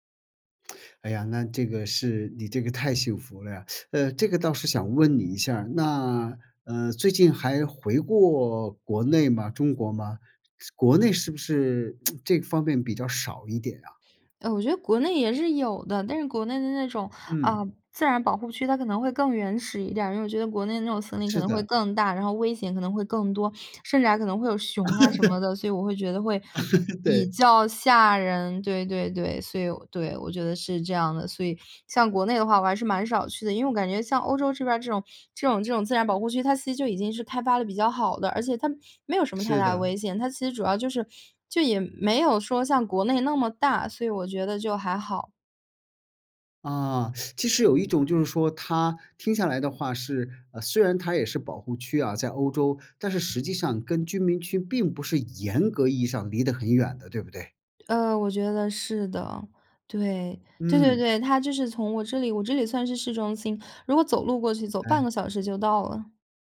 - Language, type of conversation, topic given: Chinese, podcast, 你最早一次亲近大自然的记忆是什么？
- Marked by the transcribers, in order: lip smack; teeth sucking; tsk; other background noise; laugh; laughing while speaking: "对"; stressed: "比较吓人"; teeth sucking